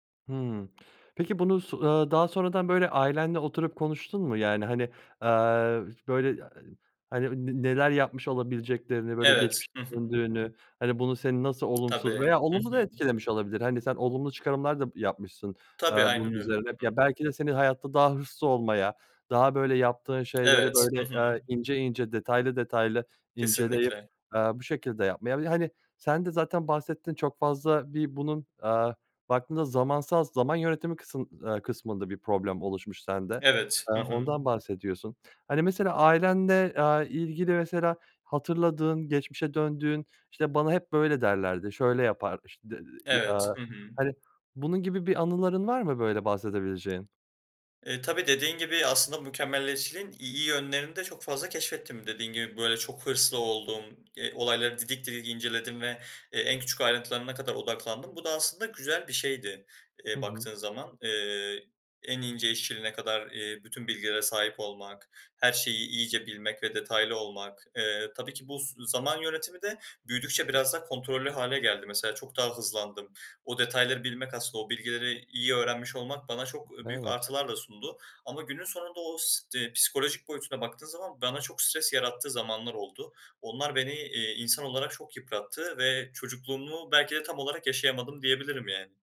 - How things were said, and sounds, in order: tsk; unintelligible speech; other background noise; unintelligible speech; tapping
- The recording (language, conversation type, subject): Turkish, podcast, Mükemmeliyetçilik seni durdurduğunda ne yaparsın?